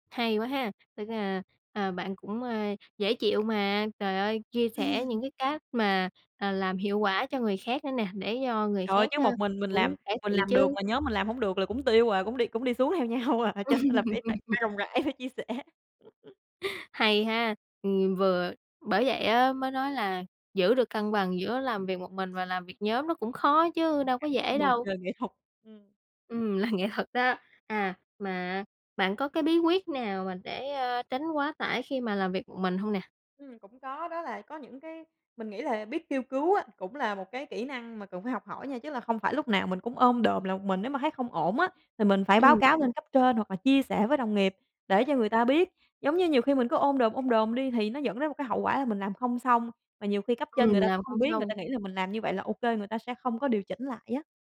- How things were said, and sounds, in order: tapping; chuckle; other background noise; laugh; laughing while speaking: "nhau à, cho nên là phải phải"; laughing while speaking: "phải chia sẻ"; unintelligible speech; laughing while speaking: "là"
- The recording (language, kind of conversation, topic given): Vietnamese, podcast, Bạn cân bằng thế nào giữa làm một mình và làm việc chung?